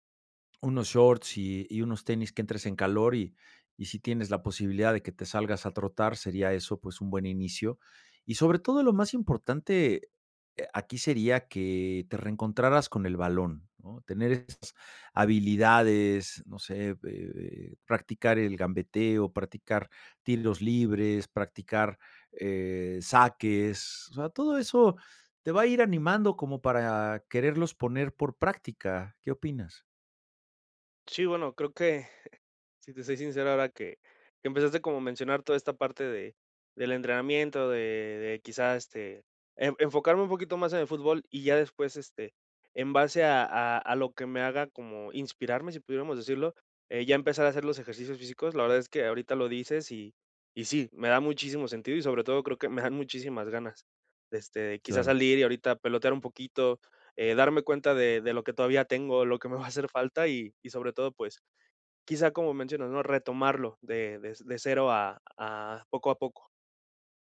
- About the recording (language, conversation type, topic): Spanish, advice, ¿Cómo puedo dejar de postergar y empezar a entrenar, aunque tenga miedo a fracasar?
- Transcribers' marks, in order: chuckle; tapping